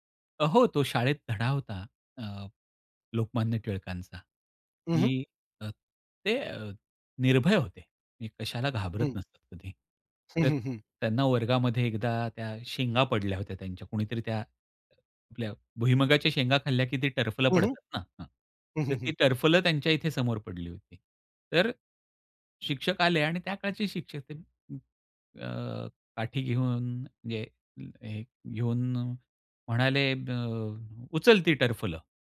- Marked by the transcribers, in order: tapping
- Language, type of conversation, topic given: Marathi, podcast, लोकांना प्रेरणा देणारी कथा तुम्ही कशी सांगता?